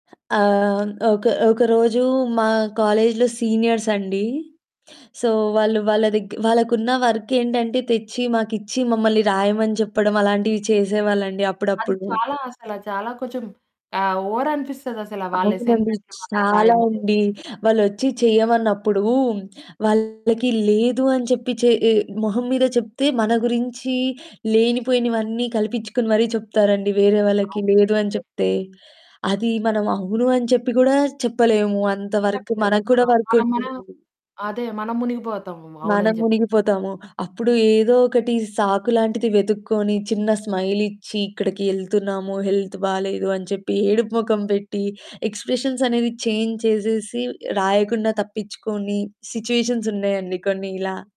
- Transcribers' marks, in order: other background noise; in English: "కాలేజ్‌లో సీనియర్స్"; in English: "సో"; static; in English: "ఓవర్"; distorted speech; in English: "హెల్త్"; in English: "ఎక్స్‌ప్రెషన్స్"; in English: "చేంజ్"; in English: "సిచ్యువేషన్స్"
- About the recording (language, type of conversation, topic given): Telugu, podcast, మీరు మాటలతో కాకుండా నిశ్శబ్దంగా “లేదు” అని చెప్పిన సందర్భం ఏమిటి?